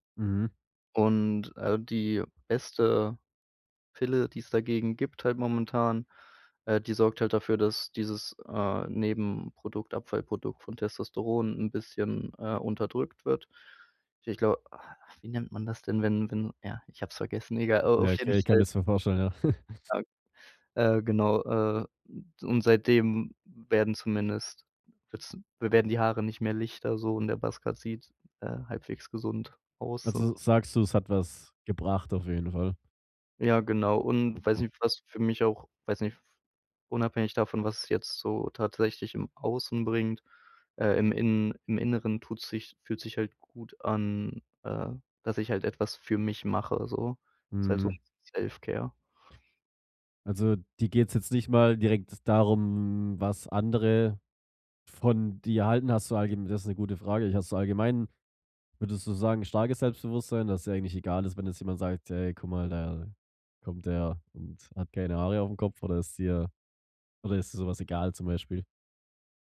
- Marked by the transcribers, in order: chuckle; unintelligible speech; in English: "Buzz Cut"; drawn out: "darum"
- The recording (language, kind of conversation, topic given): German, podcast, Was war dein mutigster Stilwechsel und warum?
- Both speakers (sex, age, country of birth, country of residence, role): male, 25-29, Germany, Germany, guest; male, 25-29, Germany, Germany, host